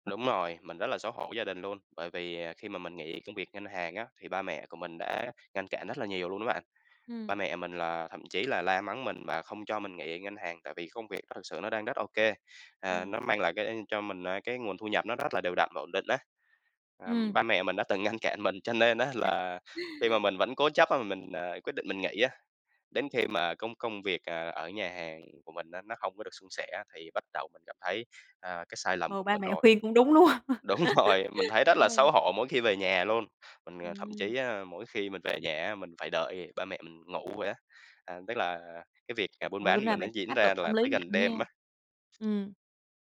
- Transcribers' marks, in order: tapping; chuckle; laughing while speaking: "không?"; laugh; laughing while speaking: "Đúng rồi"; other background noise
- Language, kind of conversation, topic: Vietnamese, podcast, Bạn làm sao để chấp nhận những sai lầm của mình?